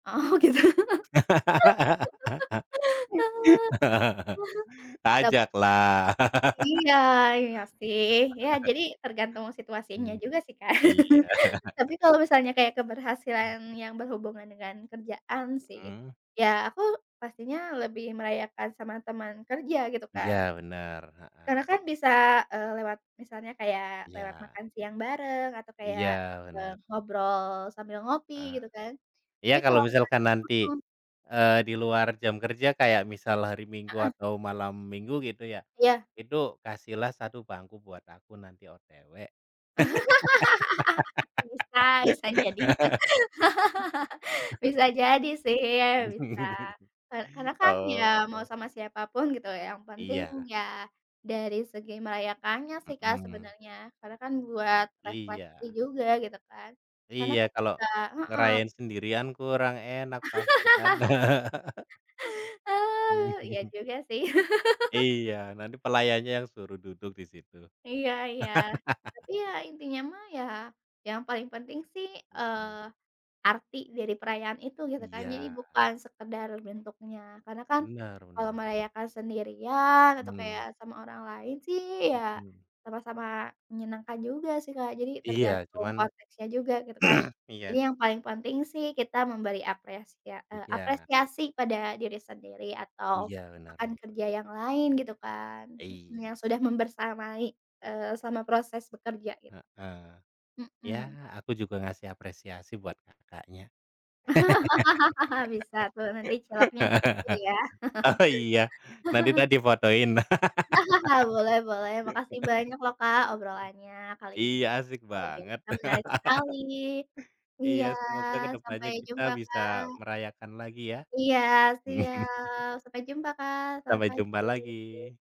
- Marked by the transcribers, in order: laughing while speaking: "Oh gitu"; laugh; laugh; laugh; chuckle; laughing while speaking: "Kak"; chuckle; tapping; laugh; in English: "O-T-W"; laugh; other background noise; chuckle; laugh; chuckle; laugh; laugh; throat clearing; chuckle; laugh; laughing while speaking: "Oh"; chuckle; laugh; chuckle; chuckle
- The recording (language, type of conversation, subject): Indonesian, unstructured, Bagaimana kamu merayakan keberhasilan kecil di pekerjaan?
- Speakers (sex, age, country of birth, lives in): female, 25-29, Indonesia, Indonesia; male, 30-34, Indonesia, Indonesia